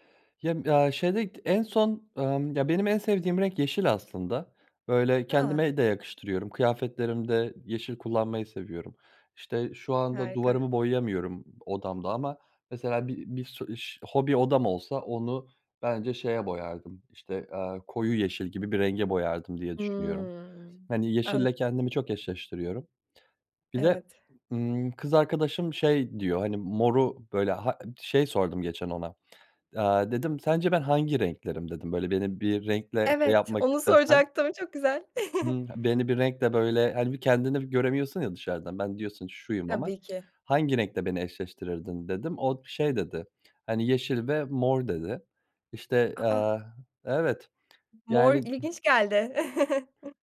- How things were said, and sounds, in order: other noise; drawn out: "Hımm"; giggle; chuckle
- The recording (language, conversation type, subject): Turkish, podcast, Hangi renkler sana enerji verir, hangileri sakinleştirir?
- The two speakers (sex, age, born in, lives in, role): female, 20-24, Turkey, Germany, host; male, 30-34, Turkey, Germany, guest